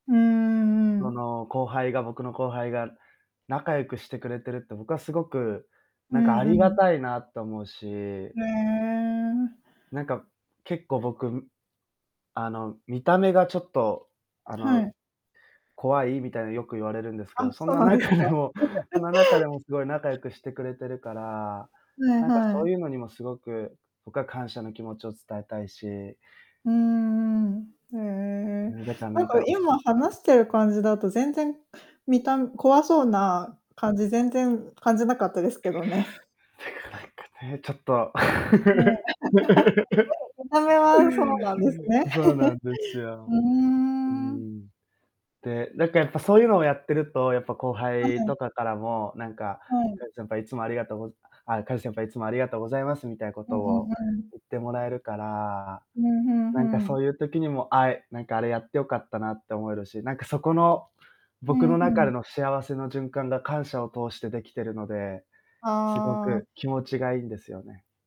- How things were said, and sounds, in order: drawn out: "へえ"; distorted speech; laughing while speaking: "中でも"; laughing while speaking: "そうなんですか"; laugh; mechanical hum; unintelligible speech; tapping; laughing while speaking: "けどね"; laugh; laughing while speaking: "そうなんですね"; laugh; drawn out: "うーん"
- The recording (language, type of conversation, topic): Japanese, unstructured, 感謝の気持ちはどのように伝えていますか？